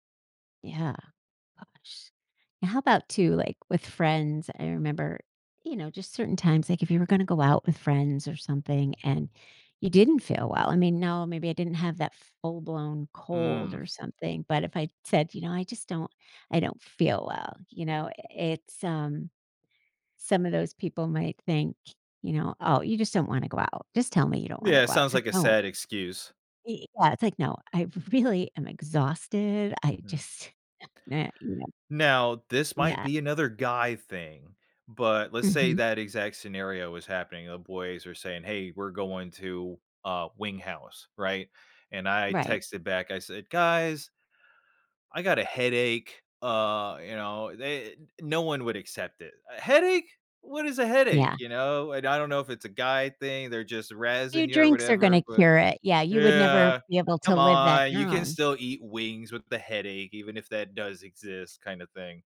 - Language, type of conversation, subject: English, unstructured, How should I decide who to tell when I'm sick?
- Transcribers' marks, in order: laughing while speaking: "really"; tapping